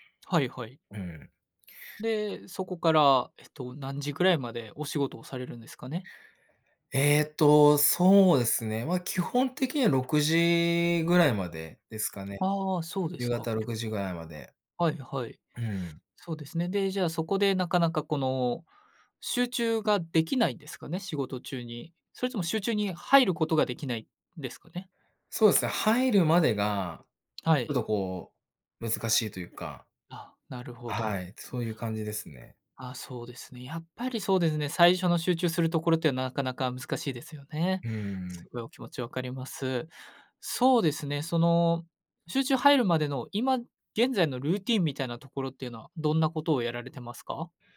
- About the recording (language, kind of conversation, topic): Japanese, advice, 仕事中に集中するルーティンを作れないときの対処法
- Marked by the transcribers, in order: tapping